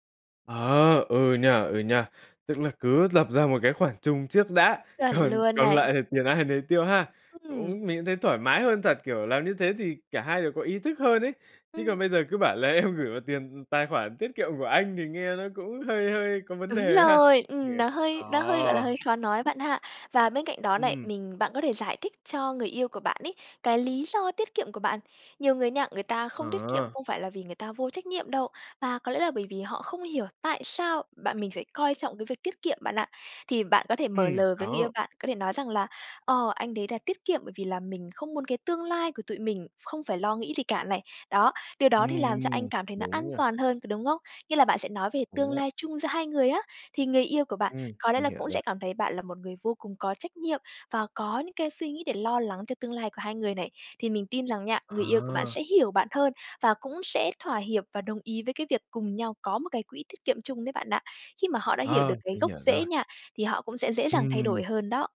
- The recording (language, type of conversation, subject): Vietnamese, advice, Bạn đang gặp khó khăn gì khi trao đổi về tiền bạc và chi tiêu chung?
- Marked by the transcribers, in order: laughing while speaking: "còn"; tapping; laughing while speaking: "em"; other background noise; unintelligible speech